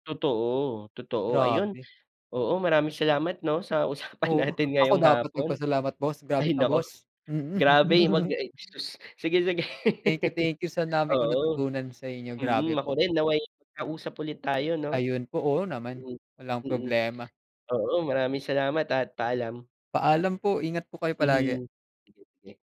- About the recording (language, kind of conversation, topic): Filipino, unstructured, Ano ang pinakamahalagang katangian ng isang mabuting boss?
- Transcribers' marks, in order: laugh; laugh; other background noise; unintelligible speech